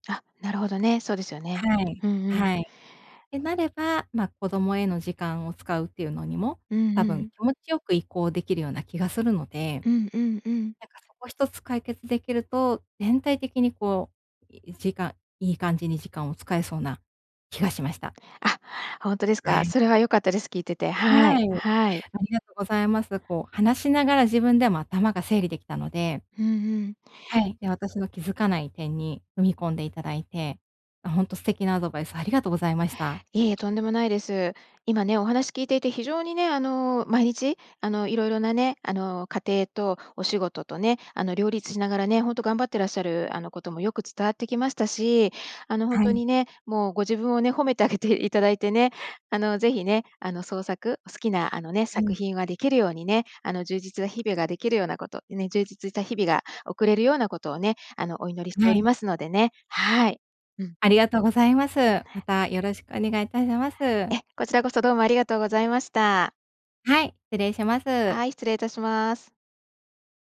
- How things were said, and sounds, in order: tongue click; laughing while speaking: "あげて"; other background noise
- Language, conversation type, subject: Japanese, advice, 創作の時間を定期的に確保するにはどうすればいいですか？